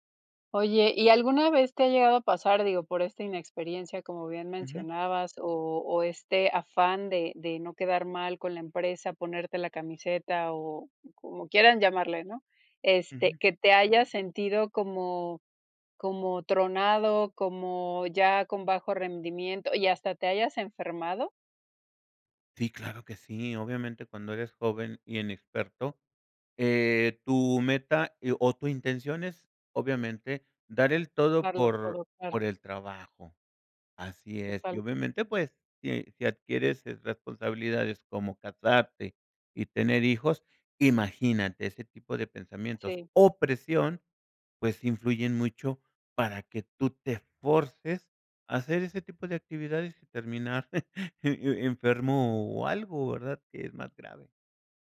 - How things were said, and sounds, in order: chuckle
- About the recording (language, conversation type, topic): Spanish, podcast, ¿Cómo decides cuándo decir “no” en el trabajo?